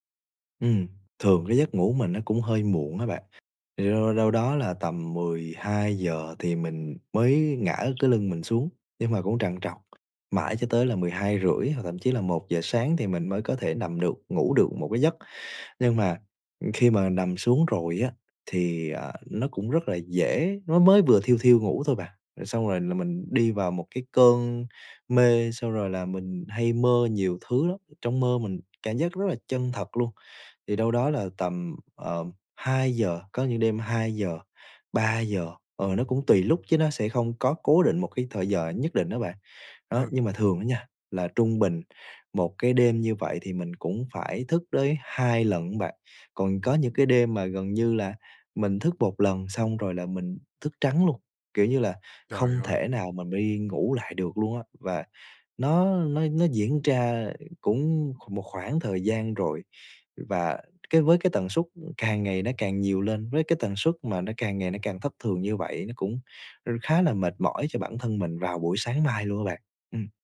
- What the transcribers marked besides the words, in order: other background noise; tapping
- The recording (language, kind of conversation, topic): Vietnamese, advice, Vì sao tôi thường thức giấc nhiều lần giữa đêm và không thể ngủ lại được?